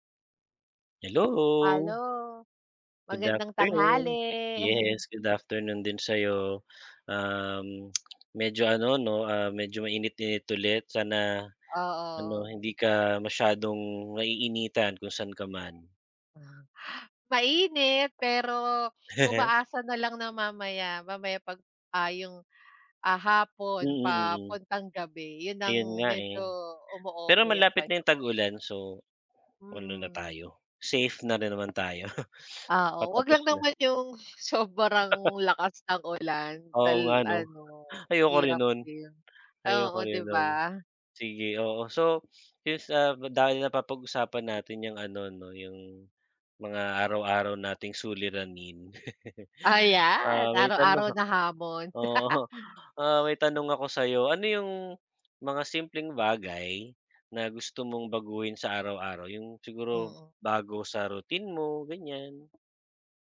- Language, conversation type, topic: Filipino, unstructured, Ano ang mga simpleng bagay na gusto mong baguhin sa araw-araw?
- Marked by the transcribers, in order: chuckle; tsk; laugh; scoff; scoff; chuckle; laugh